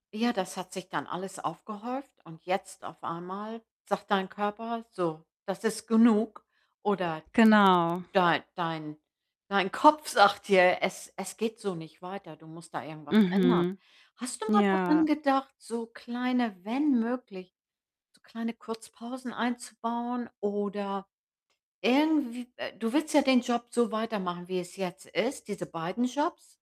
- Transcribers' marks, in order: other background noise; distorted speech
- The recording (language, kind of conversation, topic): German, advice, Wie kann ich meine mentale Erschöpfung vor wichtigen Aufgaben reduzieren?